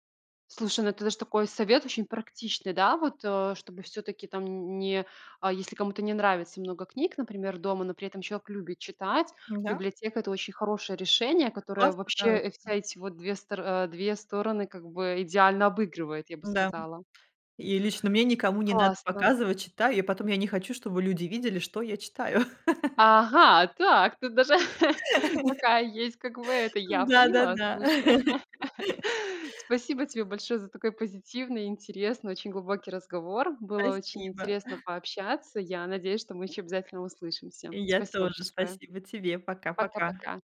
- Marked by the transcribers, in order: laugh; chuckle; laugh; laugh
- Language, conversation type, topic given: Russian, podcast, Как найти баланс между минимализмом и самовыражением?